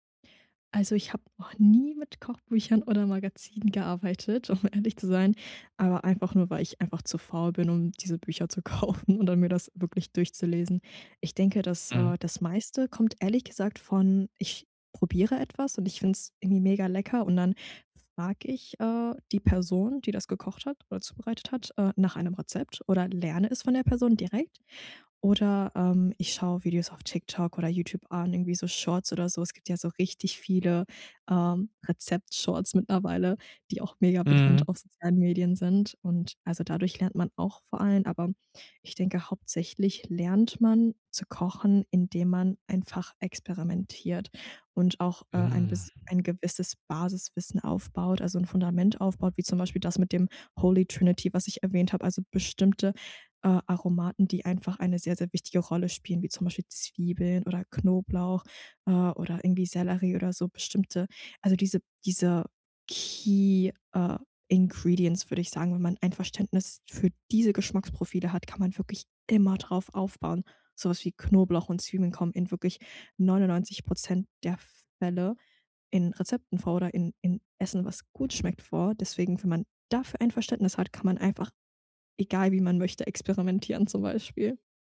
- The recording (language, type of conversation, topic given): German, podcast, Wie würzt du, ohne nach Rezept zu kochen?
- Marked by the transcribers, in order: laughing while speaking: "um ehrlich"; laughing while speaking: "kaufen"; joyful: "mittlerweile"; other background noise; in English: "Holy Trinity"; in English: "Key"; in English: "Ingredients"; stressed: "diese"; stressed: "immer"; stressed: "dafür"; joyful: "zum Beispiel"